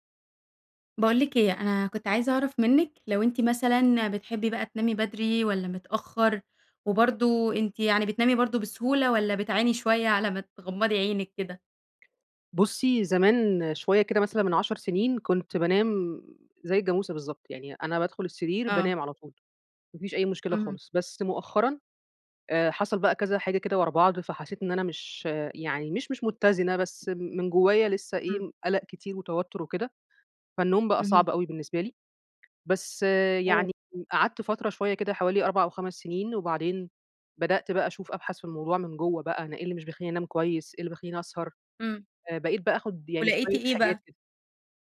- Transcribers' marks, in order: tapping
- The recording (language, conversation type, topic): Arabic, podcast, إيه طقوسك بالليل قبل النوم عشان تنام كويس؟